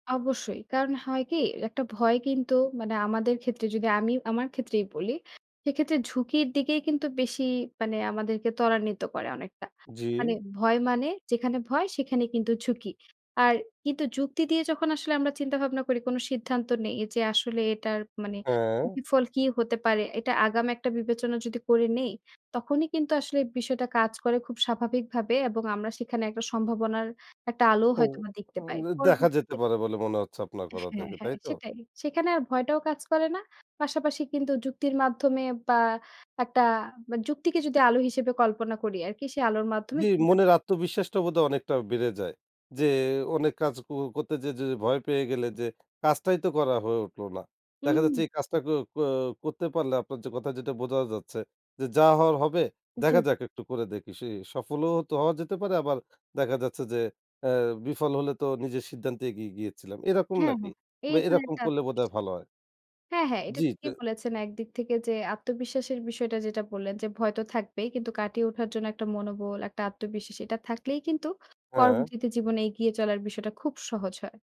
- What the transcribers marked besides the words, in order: unintelligible speech; unintelligible speech
- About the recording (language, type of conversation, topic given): Bengali, podcast, ভয় আর যুক্তিকে তুমি কীভাবে সামলে চলো?